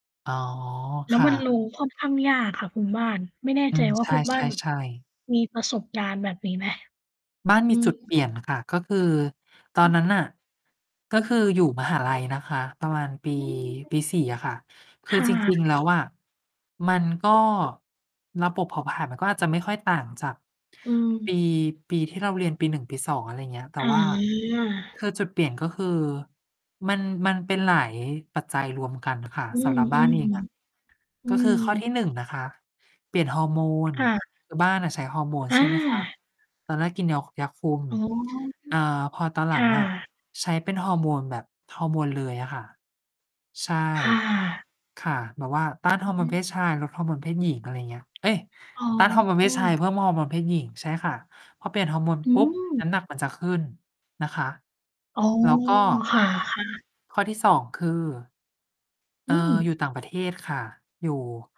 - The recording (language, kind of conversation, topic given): Thai, unstructured, ทำไมบางคนถึงรู้สึกขี้เกียจออกกำลังกายบ่อยๆ?
- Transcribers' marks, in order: static; distorted speech; tapping; other background noise